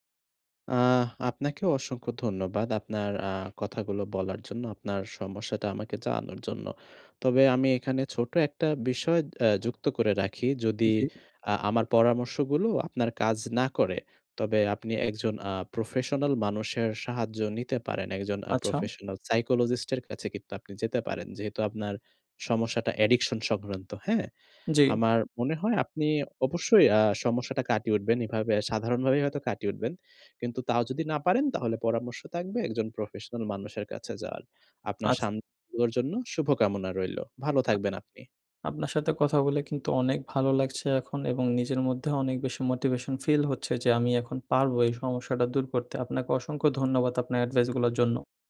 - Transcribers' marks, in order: tapping; unintelligible speech
- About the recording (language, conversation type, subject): Bengali, advice, কাজের সময় ফোন ও সামাজিক মাধ্যম বারবার আপনাকে কীভাবে বিভ্রান্ত করে?